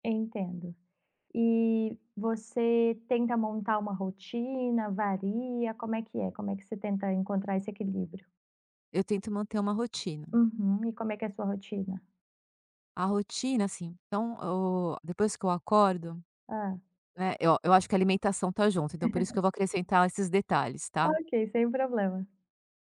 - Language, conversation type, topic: Portuguese, podcast, Como você mantém equilíbrio entre aprender e descansar?
- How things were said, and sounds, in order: laugh